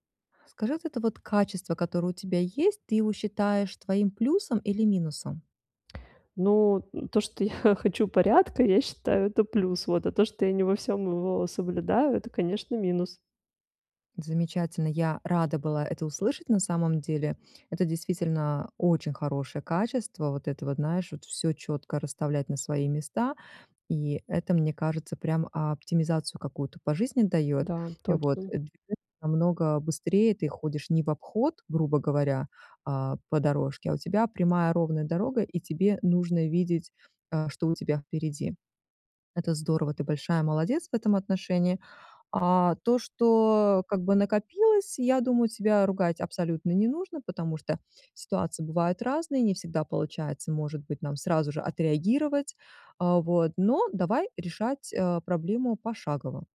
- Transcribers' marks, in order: laughing while speaking: "я"; unintelligible speech
- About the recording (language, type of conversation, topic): Russian, advice, Как мне сохранять спокойствие при информационной перегрузке?